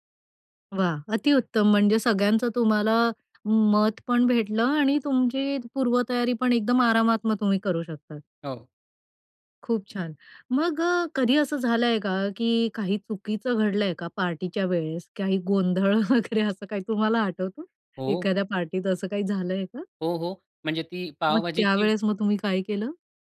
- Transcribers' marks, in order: laughing while speaking: "गोंधळ वगैरे, असं काही तुम्हाला आठवतो?"
- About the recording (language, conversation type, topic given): Marathi, podcast, जेव्हा पाहुण्यांसाठी जेवण वाढायचे असते, तेव्हा तुम्ही उत्तम यजमान कसे बनता?